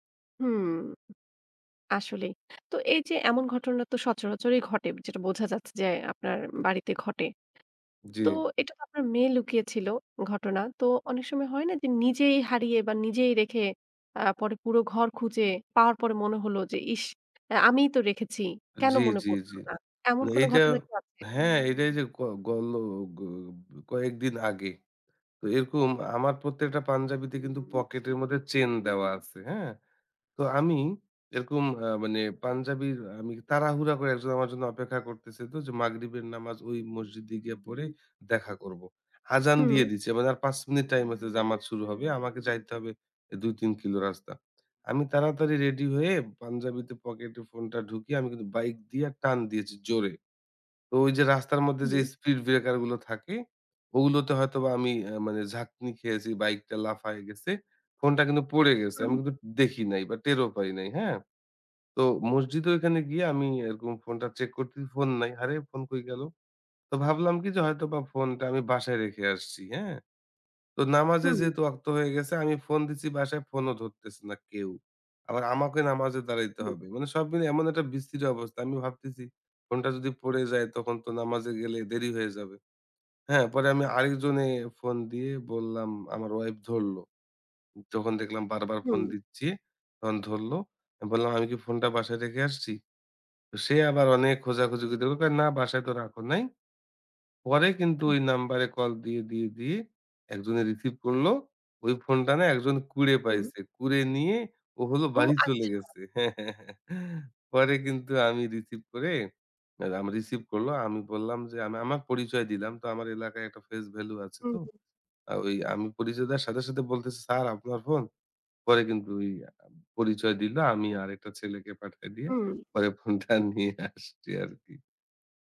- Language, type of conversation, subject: Bengali, podcast, রিমোট, চাবি আর ফোন বারবার হারানো বন্ধ করতে কী কী কার্যকর কৌশল মেনে চলা উচিত?
- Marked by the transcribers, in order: other background noise; in English: "speed breaker"; "করছি" said as "করতি"; in Arabic: "ওয়াক্ত"; chuckle; tapping; in English: "face value"; laughing while speaking: "ফোনটা নিয়ে আসছি আরকি"